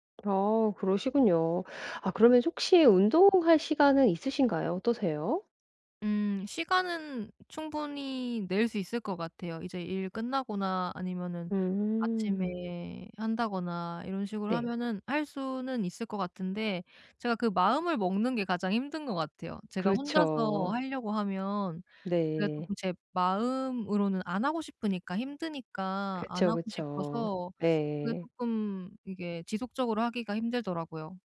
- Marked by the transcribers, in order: tapping
- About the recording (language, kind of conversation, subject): Korean, advice, 긴장을 풀고 근육을 이완하는 방법은 무엇인가요?